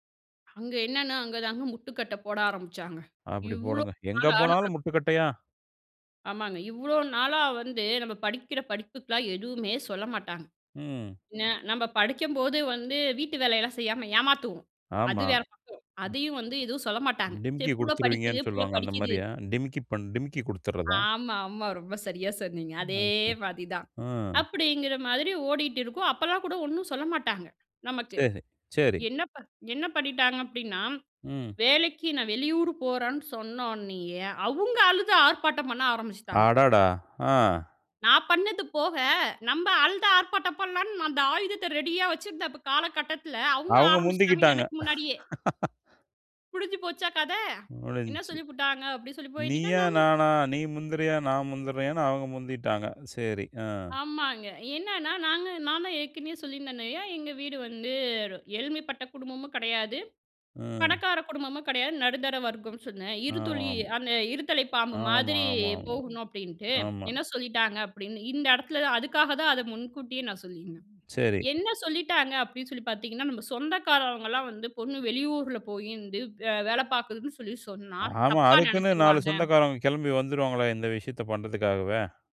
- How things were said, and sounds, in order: put-on voice: "ஏமாத்துவோம்"; drawn out: "அதே"; unintelligible speech; put-on voice: "நம்ப அழுது ஆர்ப்பாட்டம் பண்ணலான் அந்த … ஆரம்பிச்சுட்டாங்க. எனக்கு முன்னாடியே!"; laugh; "நம்ம" said as "நம்"; "இருதலை" said as "இருதொலி"; other background noise
- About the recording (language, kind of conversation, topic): Tamil, podcast, முதலாம் சம்பளம் வாங்கிய நாள் நினைவுகளைப் பற்றி சொல்ல முடியுமா?